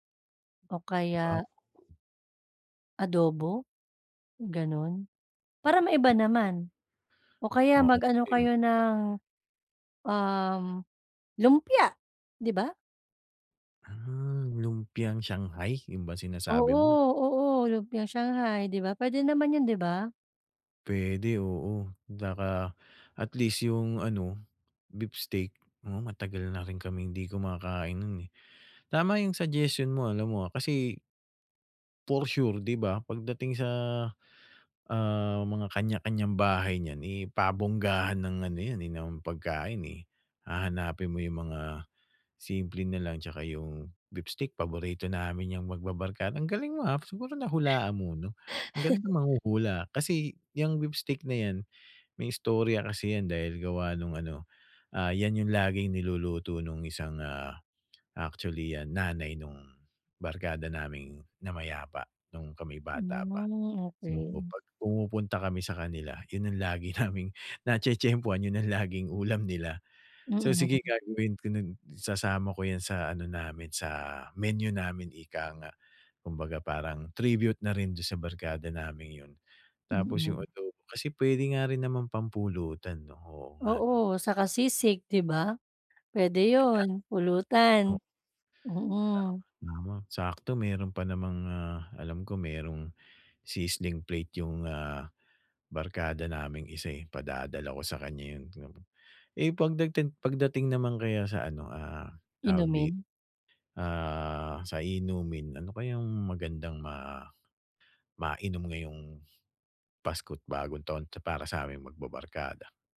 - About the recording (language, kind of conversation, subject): Filipino, advice, Paano tayo makakapagkasaya nang hindi gumagastos nang malaki kahit limitado ang badyet?
- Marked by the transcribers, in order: tapping; other background noise; unintelligible speech; "'tsaka" said as "daka"; chuckle; unintelligible speech; laughing while speaking: "lagi naming natye-tyempuhan, 'yon ang laging ulam nila"; unintelligible speech